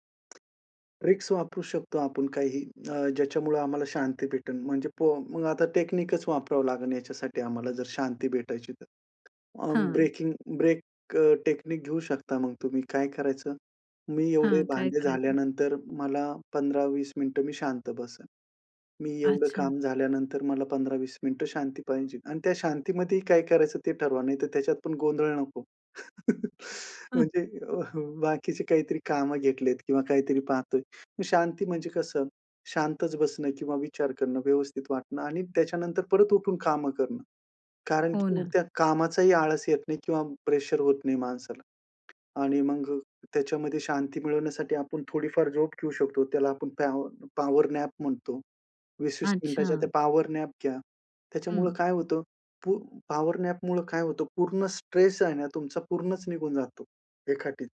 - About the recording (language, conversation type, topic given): Marathi, podcast, एक व्यस्त दिवसभरात तुम्ही थोडी शांतता कशी मिळवता?
- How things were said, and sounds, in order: tapping; in English: "ट्रिक्स"; in English: "टेक्निकच"; other background noise; in English: "ब्रेकिंग ब्रेक टेक्निक"; chuckle; in English: "प्रेशर"; in English: "पॅवर पॉवर नॅप"; in English: "पॉवर नॅप"; in English: "पॉवर नॅपमुळं"; in English: "स्ट्रेस"; unintelligible speech